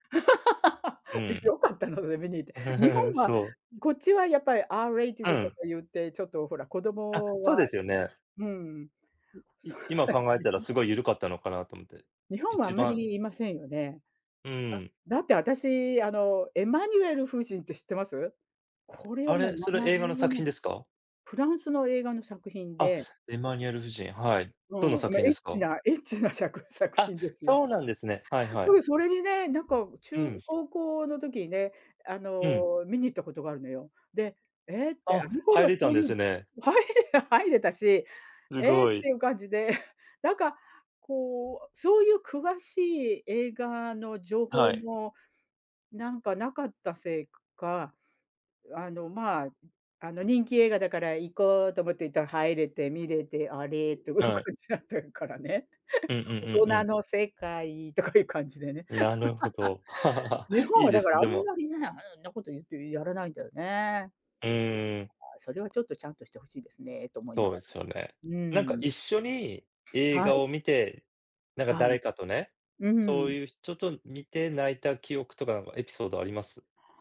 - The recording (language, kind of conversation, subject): Japanese, unstructured, 映画を観て泣いたことはありますか？それはどんな場面でしたか？
- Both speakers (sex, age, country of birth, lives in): female, 65-69, Japan, United States; male, 40-44, Japan, United States
- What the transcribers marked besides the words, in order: laugh; laughing while speaking: "え、良かったの？それ観に行って"; chuckle; put-on voice: "R-rated"; in English: "R-rated"; laughing while speaking: "それは"; other noise; laughing while speaking: "エッチな、しゃく 作品ですよ"; other background noise; laughing while speaking: "入れ 入れたし"; "すごい" said as "うごい"; chuckle; laughing while speaking: "あれっという感じだったっからね"; chuckle; laugh; chuckle; tapping